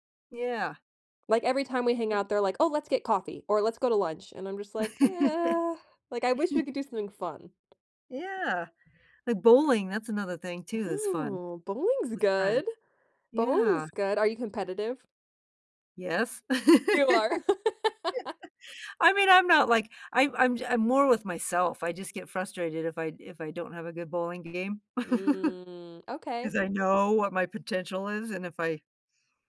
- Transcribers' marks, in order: unintelligible speech; chuckle; tapping; stressed: "Oh"; laugh; other background noise; stressed: "Mm"; chuckle; stressed: "know"
- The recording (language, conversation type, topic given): English, unstructured, What do you like doing for fun with friends?